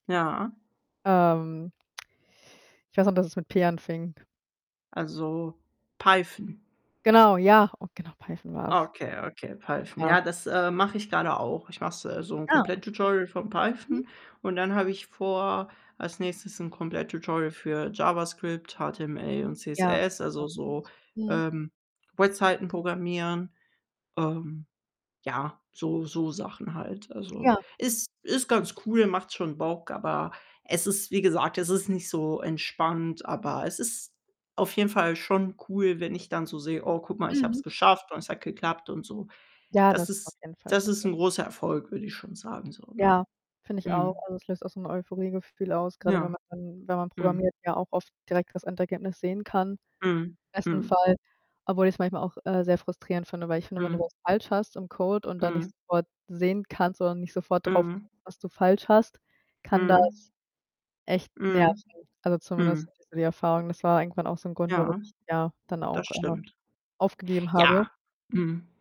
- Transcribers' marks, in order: distorted speech; other background noise; unintelligible speech; unintelligible speech; tapping; unintelligible speech
- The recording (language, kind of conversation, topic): German, unstructured, Wie hat ein Hobby dein Leben verändert?
- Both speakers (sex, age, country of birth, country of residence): female, 25-29, Germany, Germany; male, 18-19, Italy, Germany